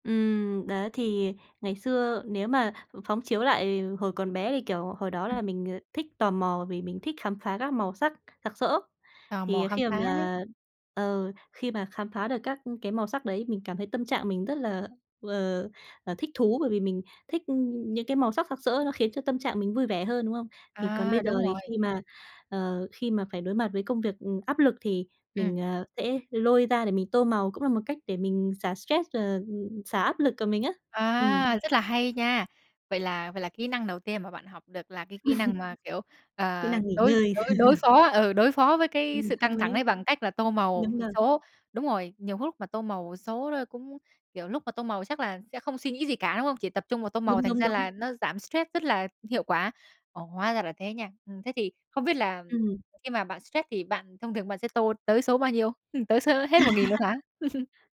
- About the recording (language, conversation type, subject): Vietnamese, podcast, Bạn học được kỹ năng quan trọng nào từ một sở thích thời thơ ấu?
- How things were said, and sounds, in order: tapping; other background noise; laugh; laugh; laugh